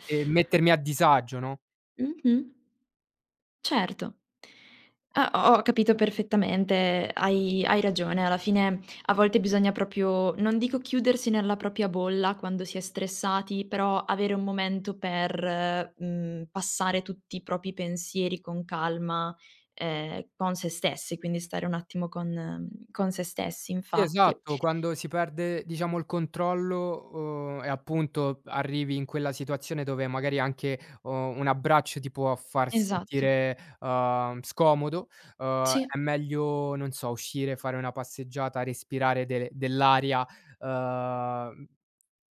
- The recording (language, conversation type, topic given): Italian, podcast, Come cerchi supporto da amici o dalla famiglia nei momenti difficili?
- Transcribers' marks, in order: "proprio" said as "propio"; "propria" said as "propia"; "propri" said as "propi"; tapping